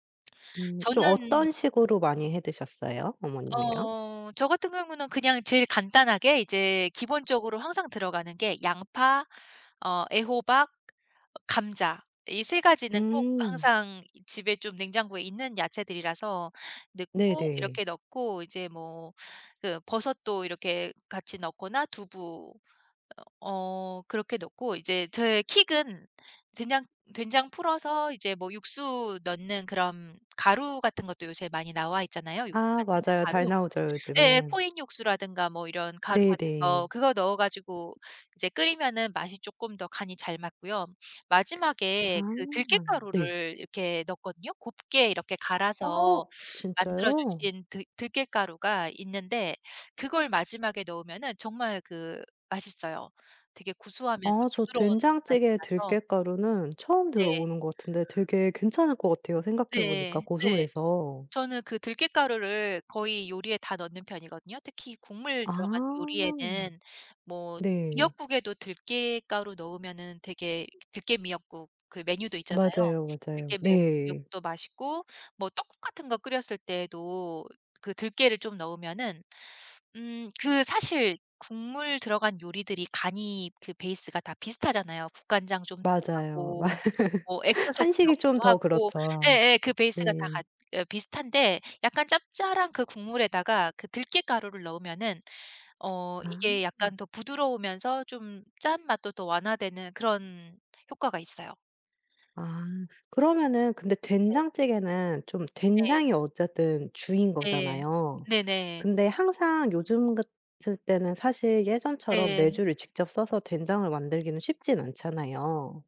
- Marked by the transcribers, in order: other background noise; laughing while speaking: "맞"
- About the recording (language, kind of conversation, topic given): Korean, podcast, 가장 좋아하는 집밥은 무엇인가요?